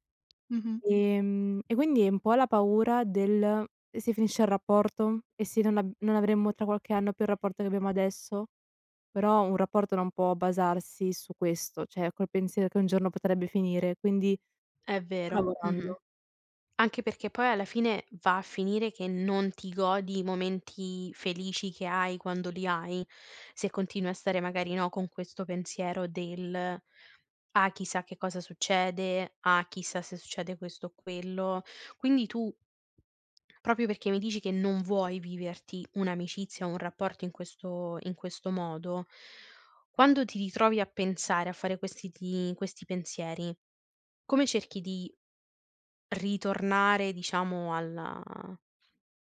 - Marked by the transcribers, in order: dog barking; "cioè" said as "ceh"; tapping
- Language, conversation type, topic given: Italian, podcast, Come si costruisce la fiducia necessaria per parlare apertamente?